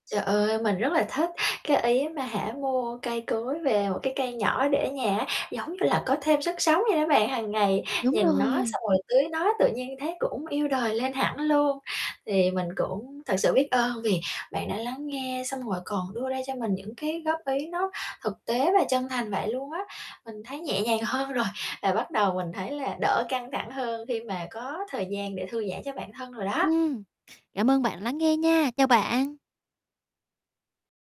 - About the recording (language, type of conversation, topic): Vietnamese, advice, Vì sao tôi luôn cảm thấy căng thẳng khi cố gắng thư giãn ở nhà?
- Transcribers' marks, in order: distorted speech; tapping; other background noise